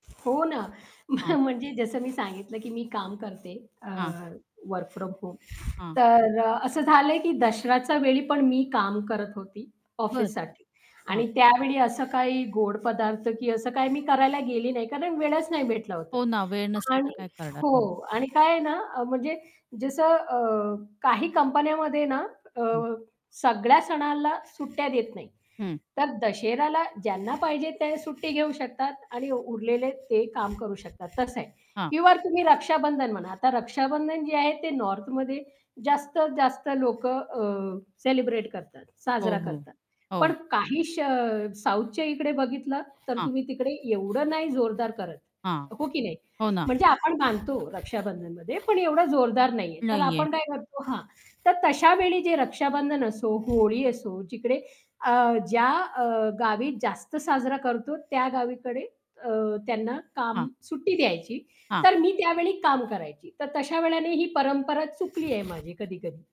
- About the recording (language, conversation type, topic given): Marathi, podcast, तुम्ही घरच्या परंपरा जपत शहराचं आयुष्य कसं सांभाळता?
- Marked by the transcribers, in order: other background noise; laughing while speaking: "म्ह"; in English: "वर्क फ्रॉम होम"; static; distorted speech